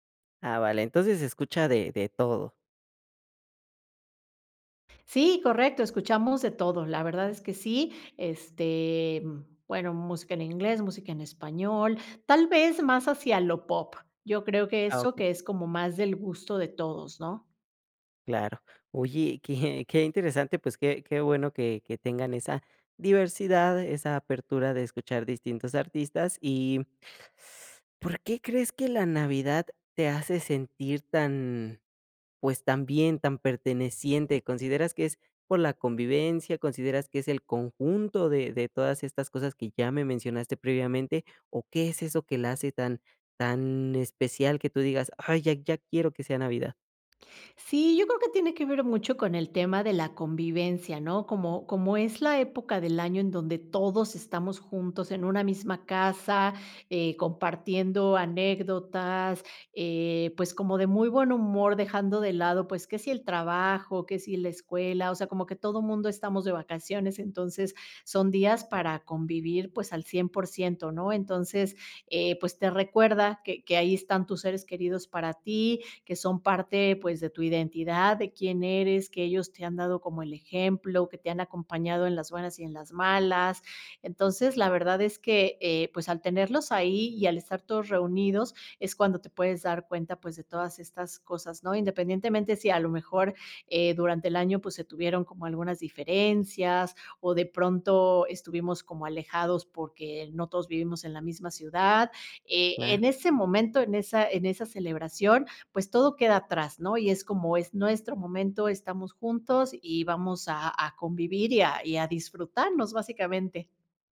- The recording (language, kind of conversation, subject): Spanish, podcast, ¿Qué tradición familiar te hace sentir que realmente formas parte de tu familia?
- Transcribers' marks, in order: other noise